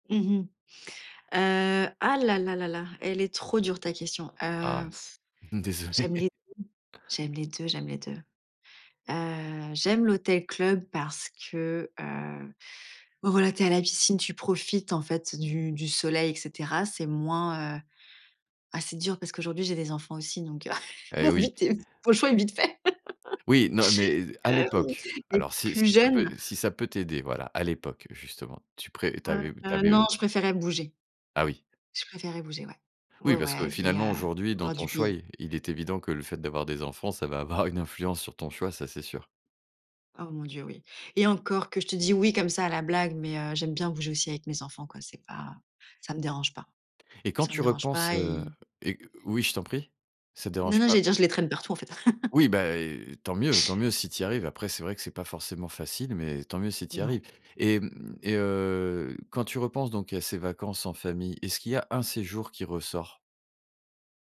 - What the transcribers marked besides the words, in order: laughing while speaking: "désolé"; chuckle; laughing while speaking: "fait"; laugh; laughing while speaking: "avoir"; chuckle; stressed: "un"
- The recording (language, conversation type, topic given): French, podcast, Comment se déroulaient vos vacances en famille ?